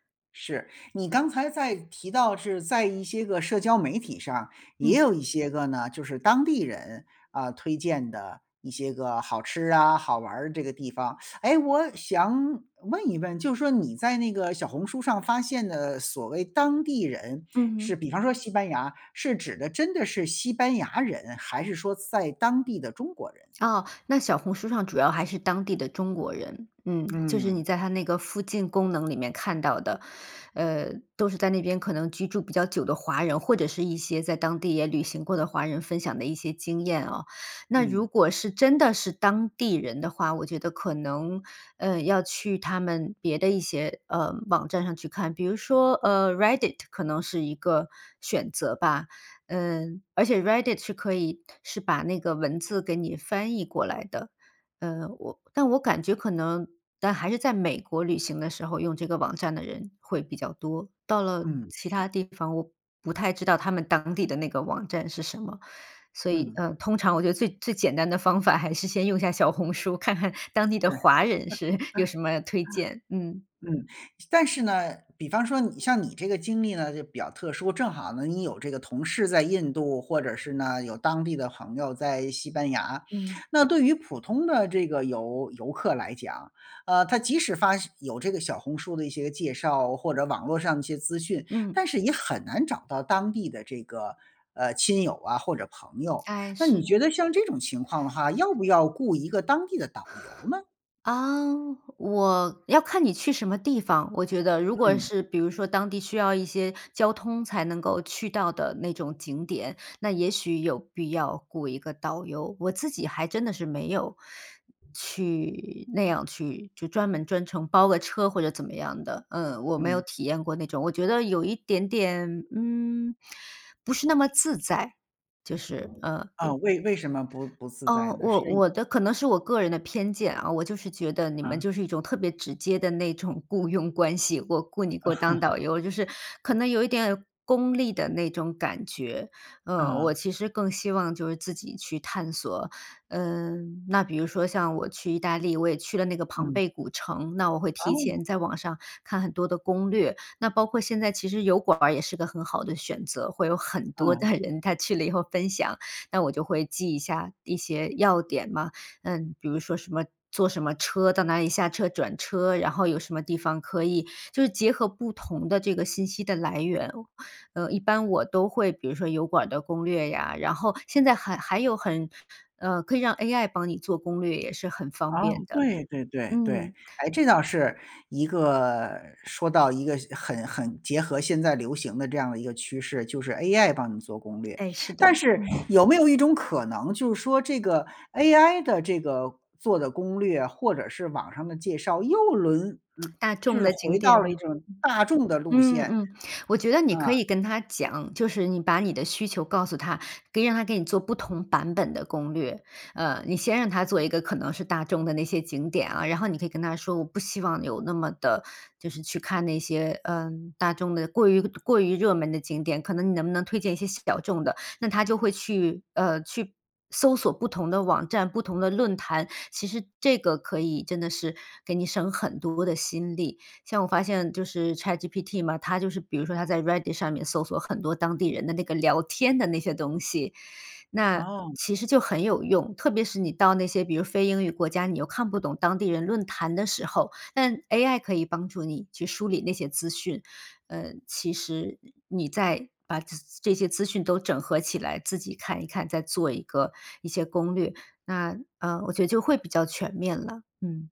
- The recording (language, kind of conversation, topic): Chinese, podcast, 你是如何找到有趣的冷门景点的？
- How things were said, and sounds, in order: laugh; other noise; other background noise; laugh; laughing while speaking: "的人"; lip smack